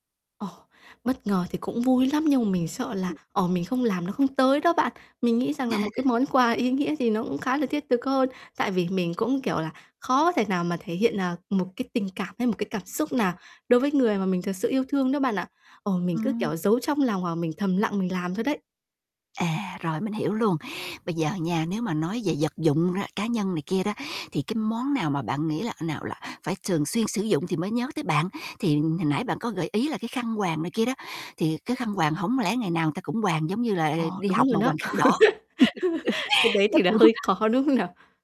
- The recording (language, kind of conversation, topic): Vietnamese, advice, Làm sao để chọn món quà thật ý nghĩa cho người khác?
- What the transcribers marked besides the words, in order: other noise; chuckle; laughing while speaking: "ý nghĩa"; tapping; static; other background noise; "người" said as "ừn"; laugh; laughing while speaking: "Cái đấy thì là hơi khó, đúng không nào?"; distorted speech; laugh; laughing while speaking: "cũng"